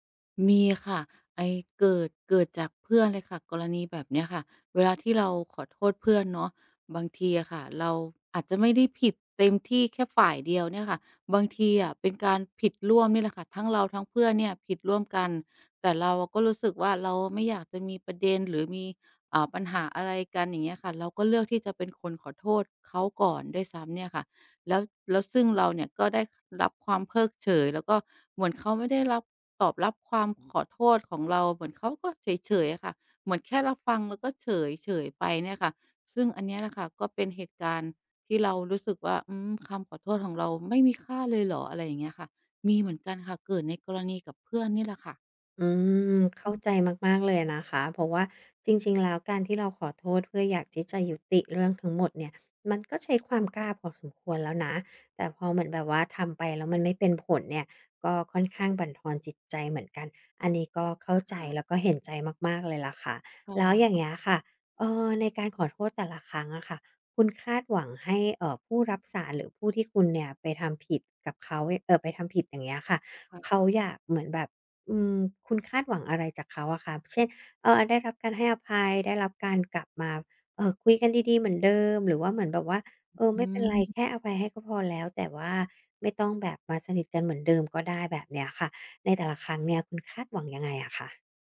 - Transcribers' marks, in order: tapping; other background noise; drawn out: "อืม"; unintelligible speech; unintelligible speech
- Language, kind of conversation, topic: Thai, advice, จะเริ่มขอโทษอย่างจริงใจและรับผิดชอบต่อความผิดของตัวเองอย่างไรดี?